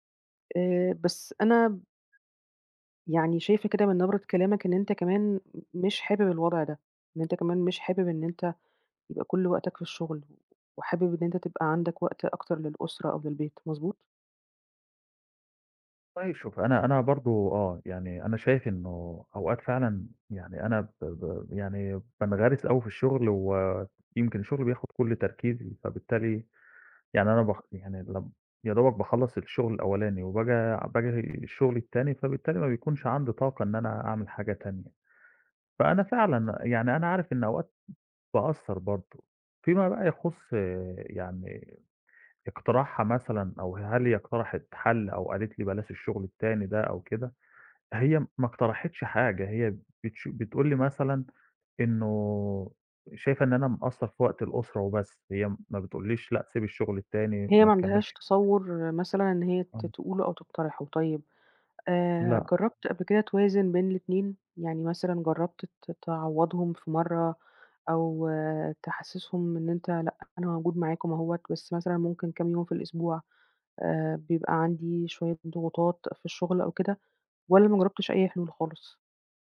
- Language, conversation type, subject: Arabic, advice, إزاي شغلك بيأثر على وقت الأسرة عندك؟
- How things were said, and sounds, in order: other background noise; tapping